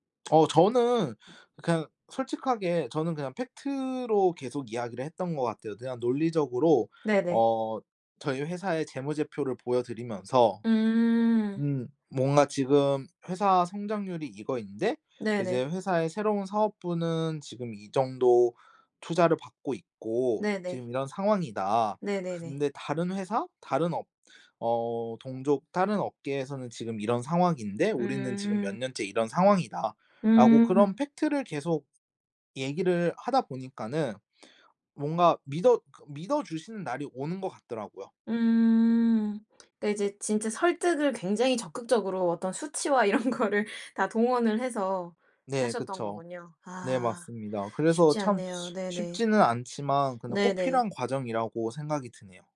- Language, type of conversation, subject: Korean, podcast, 직업을 바꾸게 된 계기가 무엇이었나요?
- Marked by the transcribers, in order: other background noise; laughing while speaking: "이런 거를"